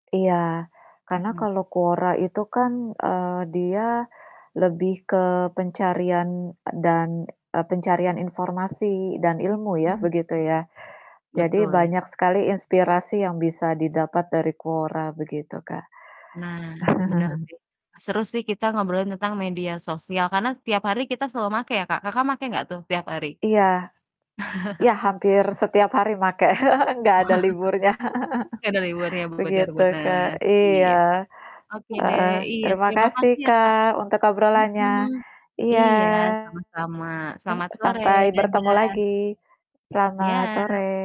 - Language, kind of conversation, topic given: Indonesian, unstructured, Bagaimana media sosial memengaruhi kesehatan emosional kita?
- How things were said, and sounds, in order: static; distorted speech; other background noise; chuckle; chuckle; chuckle; chuckle